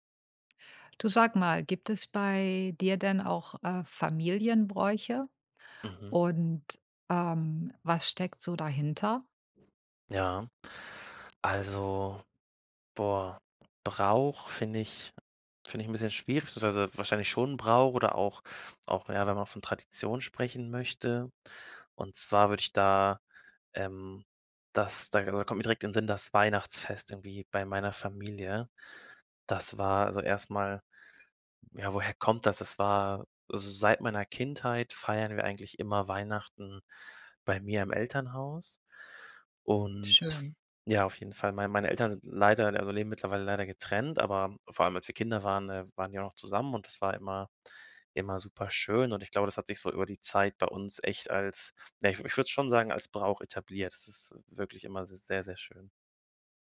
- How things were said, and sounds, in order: none
- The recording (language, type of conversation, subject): German, podcast, Welche Geschichte steckt hinter einem Familienbrauch?